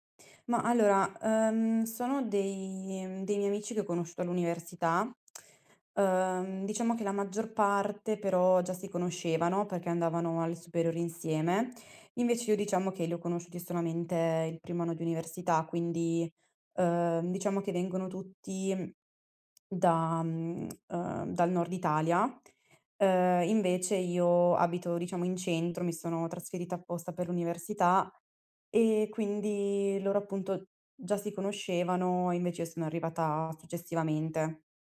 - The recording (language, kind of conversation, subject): Italian, advice, Come ti senti quando ti senti escluso durante gli incontri di gruppo?
- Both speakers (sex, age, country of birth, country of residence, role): female, 20-24, Italy, Italy, user; female, 35-39, Italy, Belgium, advisor
- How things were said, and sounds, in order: none